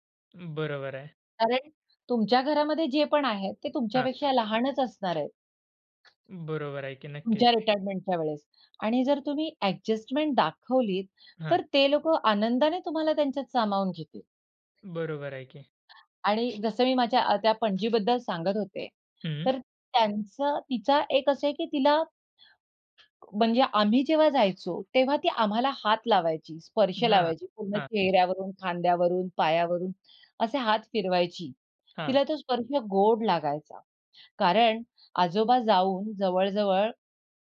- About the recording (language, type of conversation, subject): Marathi, podcast, वयोवृद्ध लोकांचा एकटेपणा कमी करण्याचे प्रभावी मार्ग कोणते आहेत?
- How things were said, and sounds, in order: other background noise; tapping